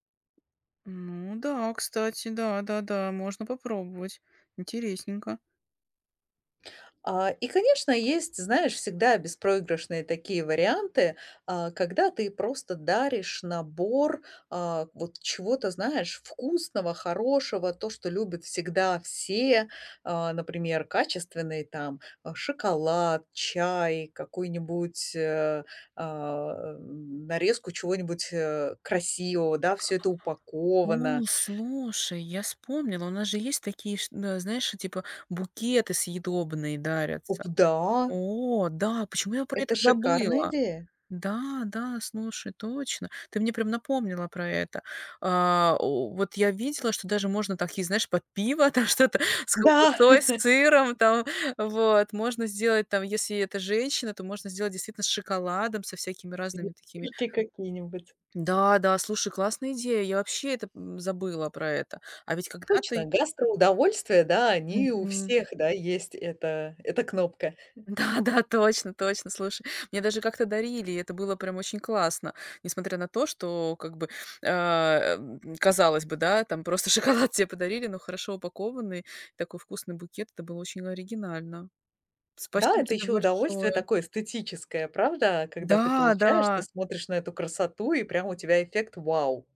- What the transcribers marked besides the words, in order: tapping; laughing while speaking: "там что-то"; laugh; chuckle; laughing while speaking: "Да, да"; laughing while speaking: "просто шоколад"
- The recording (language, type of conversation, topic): Russian, advice, Где искать идеи для оригинального подарка другу и на что ориентироваться при выборе?
- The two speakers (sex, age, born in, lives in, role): female, 40-44, Russia, Portugal, user; female, 45-49, Russia, Spain, advisor